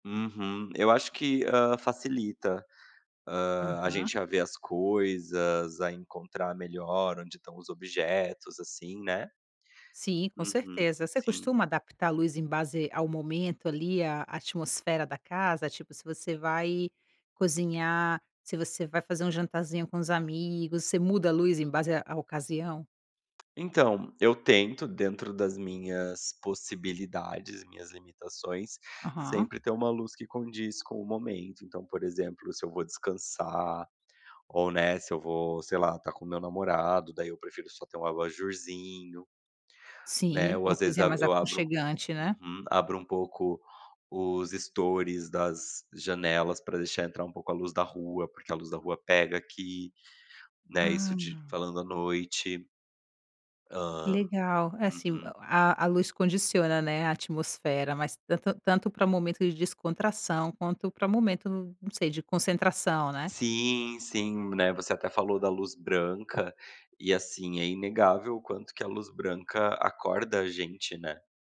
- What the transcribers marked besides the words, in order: none
- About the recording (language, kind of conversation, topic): Portuguese, podcast, Qual iluminação você prefere em casa e por quê?